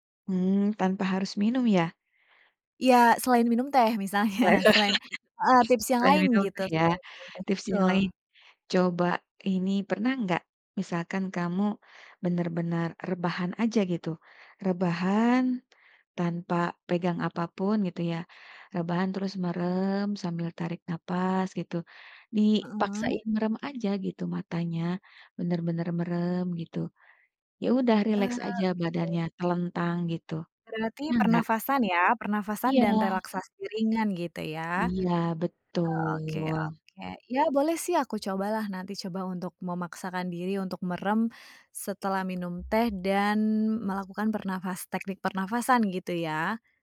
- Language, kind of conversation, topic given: Indonesian, advice, Mengapa saya sulit tidur saat memikirkan pekerjaan yang menumpuk?
- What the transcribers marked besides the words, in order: laughing while speaking: "misalnya"; laugh; other background noise